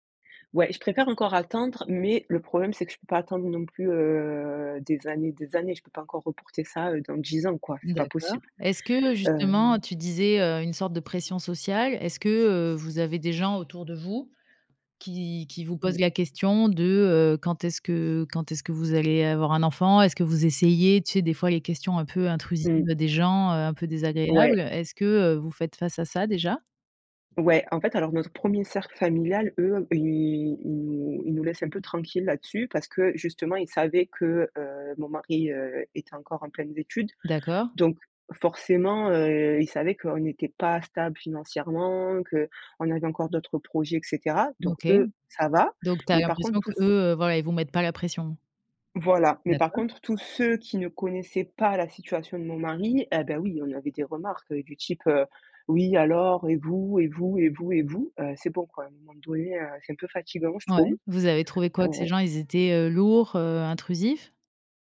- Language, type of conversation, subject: French, podcast, Quels critères prends-tu en compte avant de décider d’avoir des enfants ?
- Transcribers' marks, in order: other background noise; stressed: "pas"